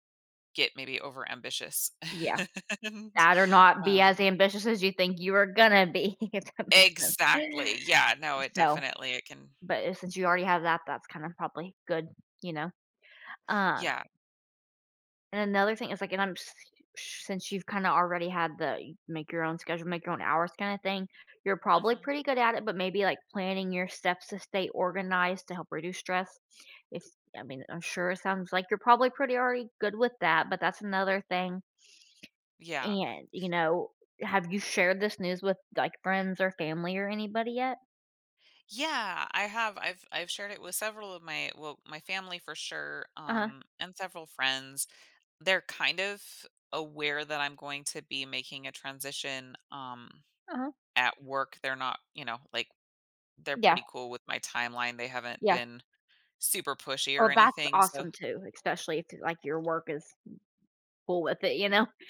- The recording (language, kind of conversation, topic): English, advice, How should I prepare for a major life change?
- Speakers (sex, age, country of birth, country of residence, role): female, 30-34, United States, United States, advisor; female, 40-44, United States, United States, user
- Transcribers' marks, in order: laugh; laughing while speaking: "And"; laughing while speaking: "if that makes sense"; tapping